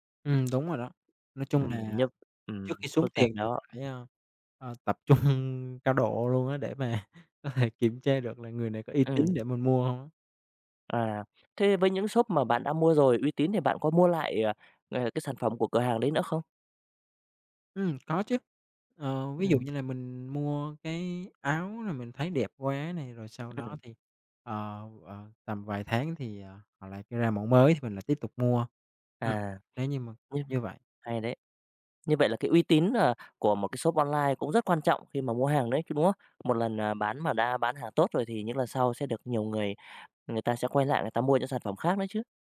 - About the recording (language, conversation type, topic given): Vietnamese, podcast, Bạn có thể chia sẻ một trải nghiệm mua sắm trực tuyến đáng nhớ của mình không?
- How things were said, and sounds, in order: other background noise; tapping; laughing while speaking: "trung"; laughing while speaking: "mà có thể"